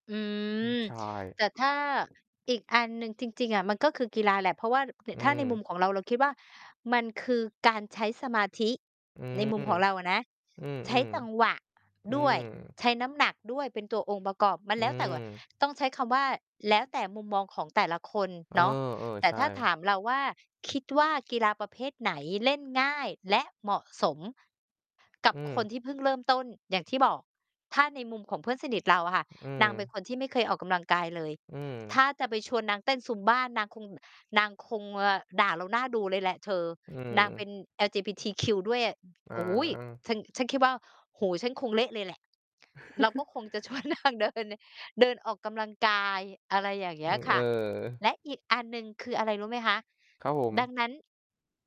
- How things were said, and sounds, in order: distorted speech; tapping; other background noise; chuckle; laughing while speaking: "ชวนนางเดิน น"
- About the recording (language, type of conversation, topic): Thai, unstructured, กีฬาประเภทไหนที่คนทั่วไปควรลองเล่นดู?